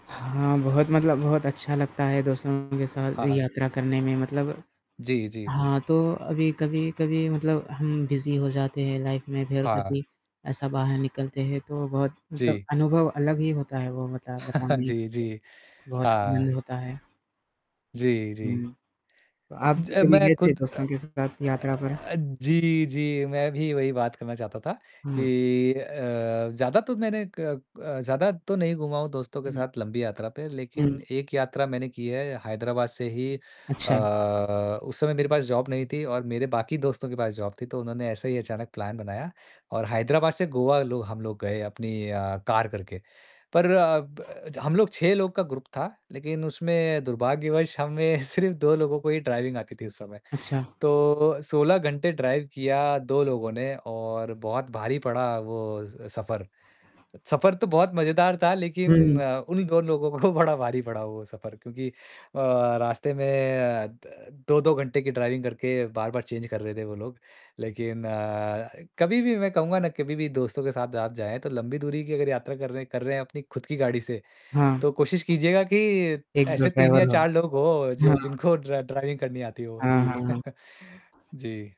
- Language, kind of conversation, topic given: Hindi, unstructured, क्या आपने कभी यात्रा के दौरान कोई नया दोस्त बनाया है?
- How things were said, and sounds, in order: mechanical hum; distorted speech; static; tapping; in English: "बिज़ी"; in English: "लाइफ़"; chuckle; in English: "जॉब"; in English: "जॉब"; in English: "प्लान"; in English: "ग्रुप"; laughing while speaking: "सिर्फ"; in English: "ड्राइविंग"; in English: "ड्राइव"; laughing while speaking: "को"; in English: "ड्राइविंग"; in English: "चेंज"; in English: "ड्र ड्राइविंग"; chuckle